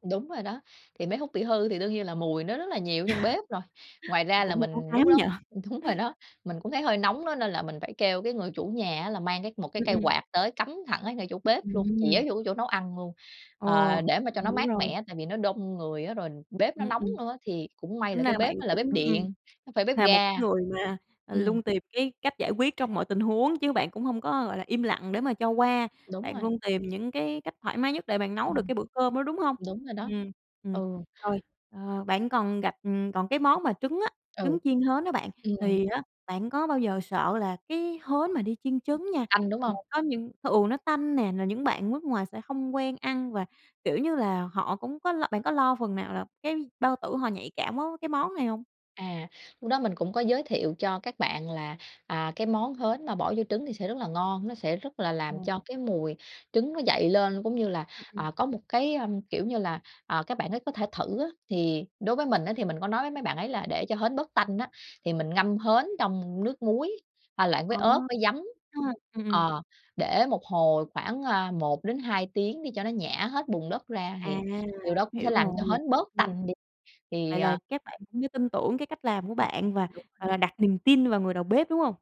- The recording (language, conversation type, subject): Vietnamese, podcast, Bạn có thể kể về bữa ăn bạn nấu khiến người khác ấn tượng nhất không?
- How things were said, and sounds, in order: laugh; laughing while speaking: "đúng rồi đó"; chuckle; tapping; other background noise; unintelligible speech